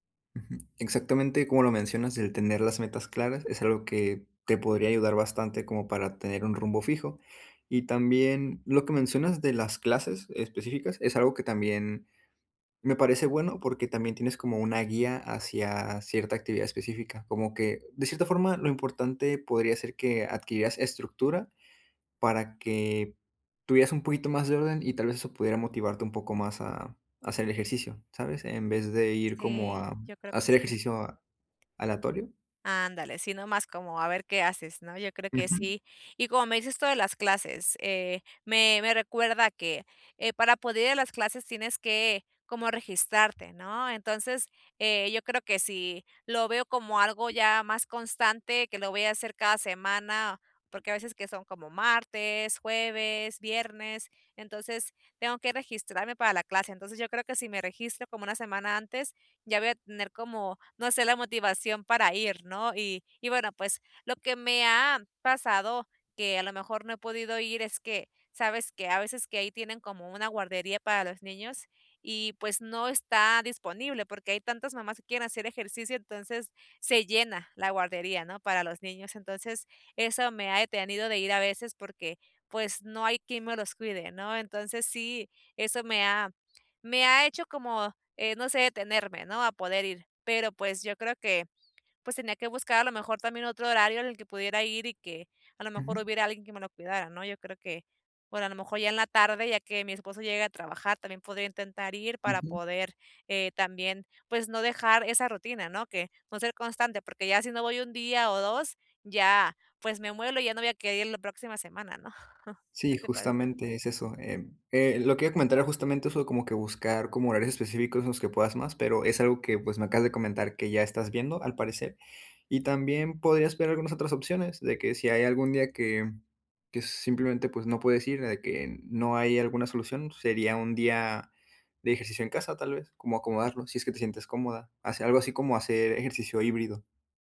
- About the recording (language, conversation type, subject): Spanish, advice, ¿Cómo puedo ser más constante con mi rutina de ejercicio?
- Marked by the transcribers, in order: other background noise; chuckle